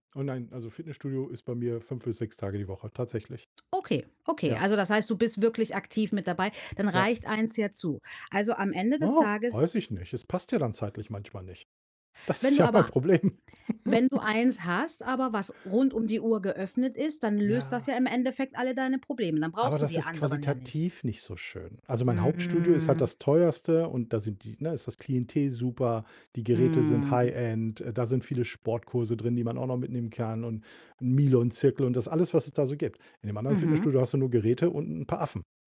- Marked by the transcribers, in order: other background noise; other noise; laughing while speaking: "Das ist ja mein Problem"; chuckle; in English: "High End"
- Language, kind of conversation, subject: German, advice, Welche ungenutzten Abonnements kosten mich unbemerkt Geld, und wie kann ich sie am besten finden und kündigen?